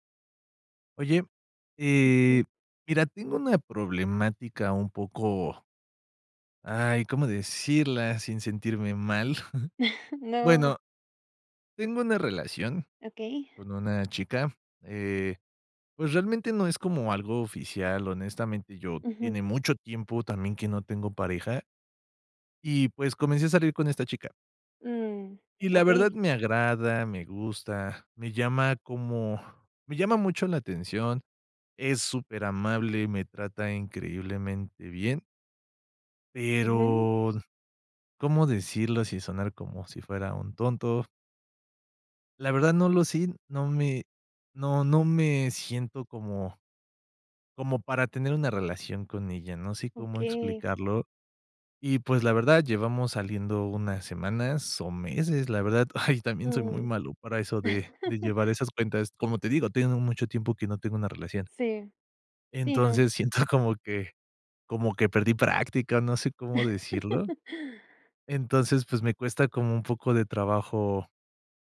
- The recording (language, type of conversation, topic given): Spanish, advice, ¿Cómo puedo pensar en terminar la relación sin sentirme culpable?
- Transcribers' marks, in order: chuckle; other background noise; chuckle; laughing while speaking: "siento"; chuckle